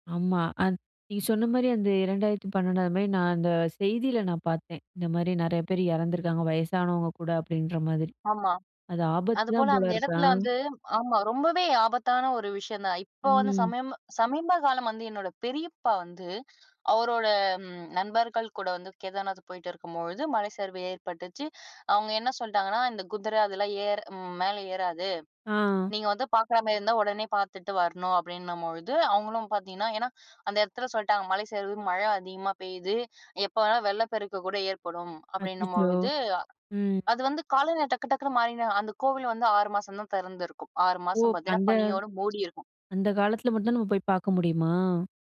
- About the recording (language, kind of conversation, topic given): Tamil, podcast, உங்களுக்கு மலை பிடிக்குமா, கடல் பிடிக்குமா, ஏன்?
- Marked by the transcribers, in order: none